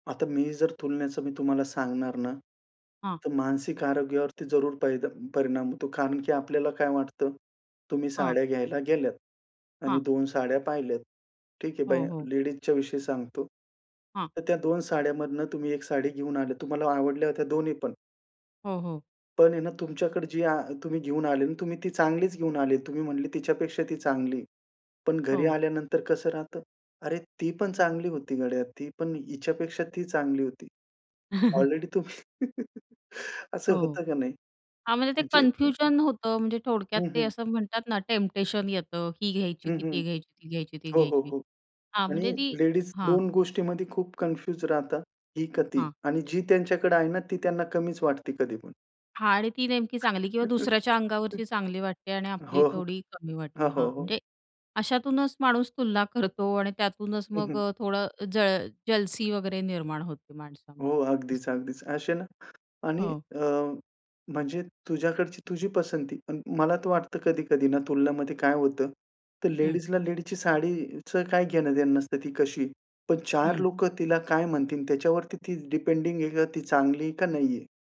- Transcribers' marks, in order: tapping; chuckle; laughing while speaking: "तुम्ही"; laugh; in English: "टेम्पटेशन"; other background noise; chuckle; laughing while speaking: "हो"; laughing while speaking: "करतो"
- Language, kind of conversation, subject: Marathi, podcast, इतरांशी तुलना कमी करण्याचे सोपे मार्ग कोणते आहेत?